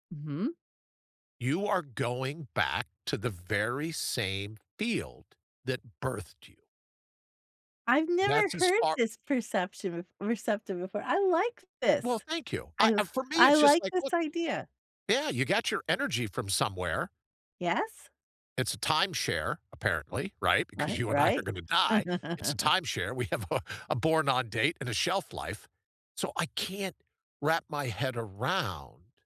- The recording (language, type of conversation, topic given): English, unstructured, Have you ever shared a funny story about someone who has passed away?
- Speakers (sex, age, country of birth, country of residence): female, 50-54, United States, United States; male, 65-69, United States, United States
- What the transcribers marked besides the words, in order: other background noise; unintelligible speech; laughing while speaking: "you and I are gonna"; laugh; laughing while speaking: "We have a"